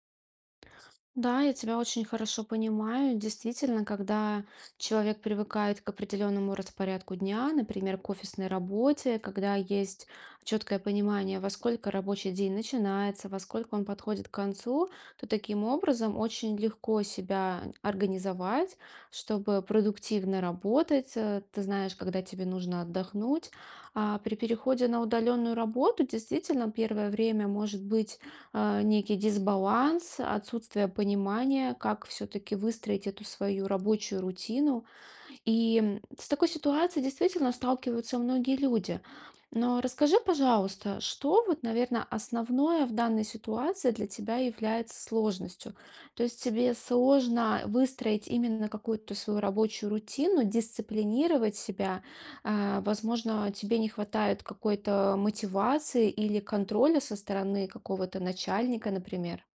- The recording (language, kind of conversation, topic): Russian, advice, Как прошёл ваш переход на удалённую работу и как изменился ваш распорядок дня?
- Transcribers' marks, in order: tapping; other background noise